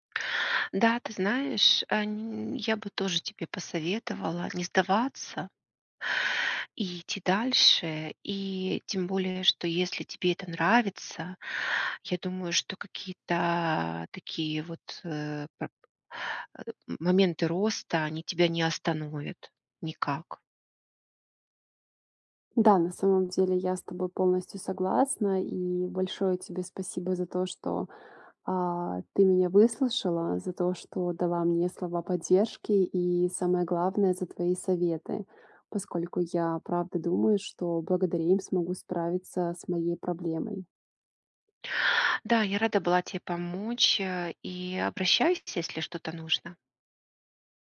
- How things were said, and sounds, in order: none
- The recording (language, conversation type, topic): Russian, advice, Почему я потерял(а) интерес к занятиям, которые раньше любил(а)?